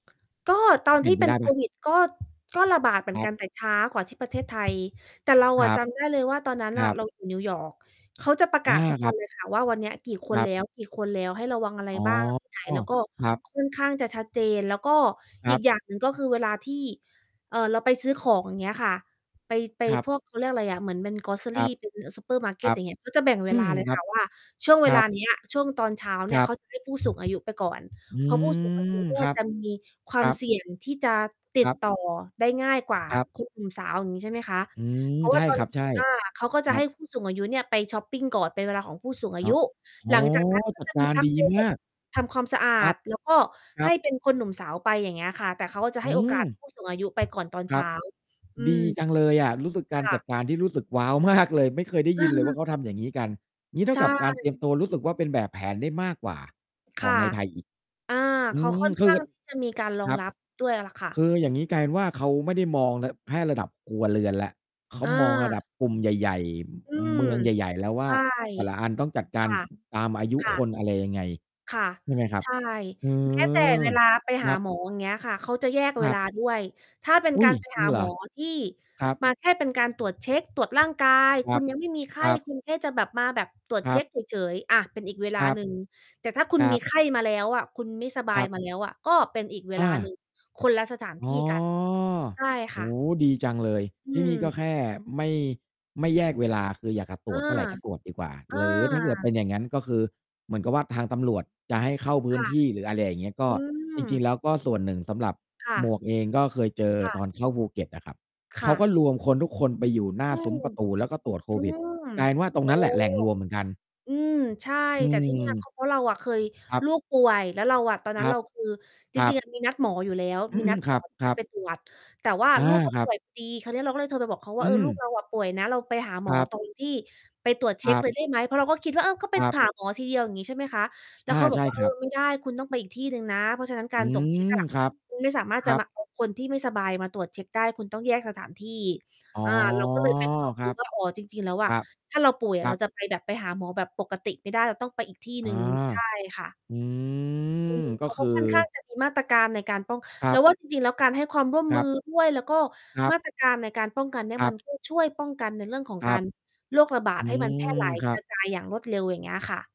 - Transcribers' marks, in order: tapping; distorted speech; mechanical hum; in English: "Grocery"; drawn out: "อืม"; drawn out: "อ๋อ"; drawn out: "อืม"
- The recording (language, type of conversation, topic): Thai, unstructured, เราควรเตรียมตัวและรับมือกับโรคระบาดอย่างไรบ้าง?